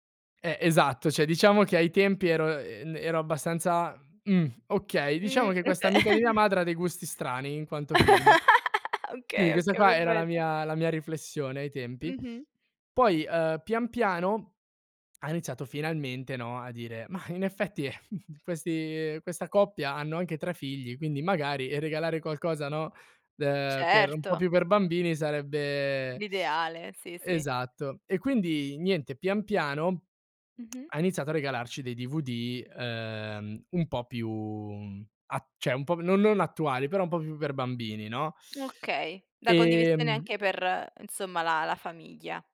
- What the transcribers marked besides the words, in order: "cioè" said as "ceh"; "okay" said as "oka"; giggle; laugh; chuckle; teeth sucking; lip smack; "cioè" said as "ceh"; teeth sucking; other background noise; "insomma" said as "nsomma"
- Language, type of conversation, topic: Italian, podcast, Qual è il film che ti ha cambiato la vita?